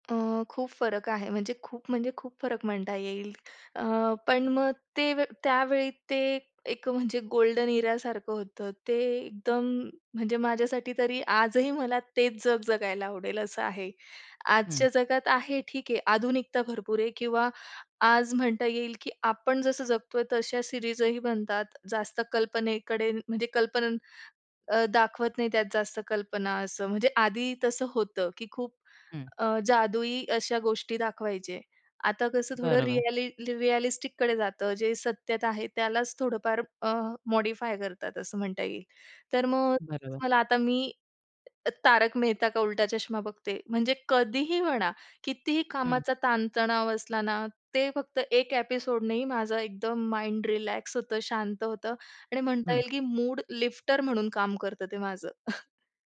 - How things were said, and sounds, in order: tapping; other background noise; in English: "सिरीजही"; in English: "रिअलिस्टिककडे"; in English: "मॉडिफाय"; in English: "एपिसोड"; in English: "माइंड"; chuckle
- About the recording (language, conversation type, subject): Marathi, podcast, लहानपणीची आवडती दूरचित्रवाणी मालिका कोणती होती?